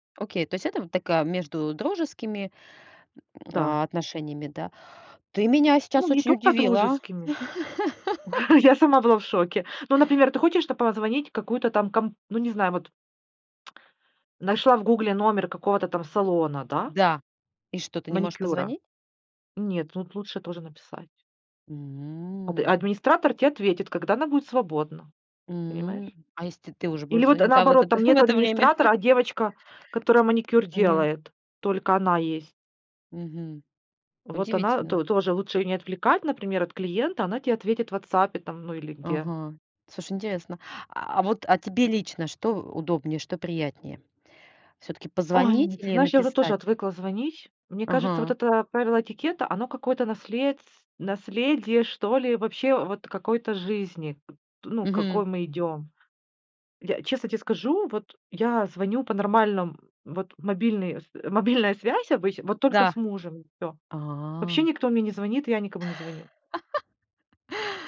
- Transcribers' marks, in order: grunt; chuckle; laugh; lip smack; chuckle; other background noise; tapping; laughing while speaking: "мобильная"; chuckle
- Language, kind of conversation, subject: Russian, podcast, Как вы выбираете между звонком и сообщением?